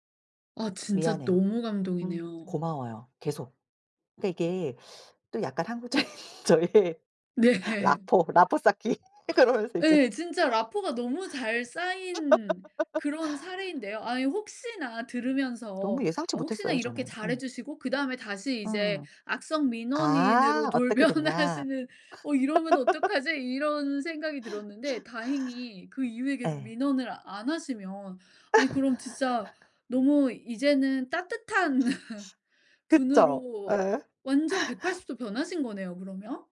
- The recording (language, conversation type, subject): Korean, podcast, 뜻밖의 친절을 받아 본 적이 있으신가요?
- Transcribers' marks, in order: tapping; laughing while speaking: "한국적인 저의 라포 라포 쌓기. 그러면서 이제"; "라포르" said as "라포"; laughing while speaking: "네"; "라포르" said as "라포"; other background noise; "라포르" said as "라포"; laugh; laughing while speaking: "돌변하시는"; laugh; laugh; chuckle; inhale